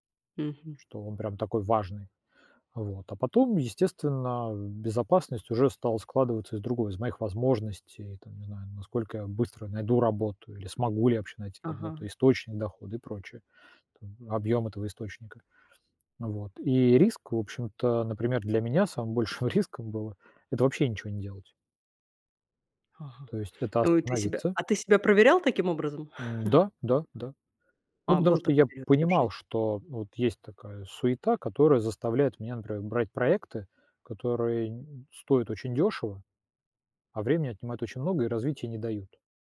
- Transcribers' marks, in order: laughing while speaking: "большим риском"; chuckle
- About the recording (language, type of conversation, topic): Russian, podcast, Что для тебя важнее — безопасность или возможность рисковать?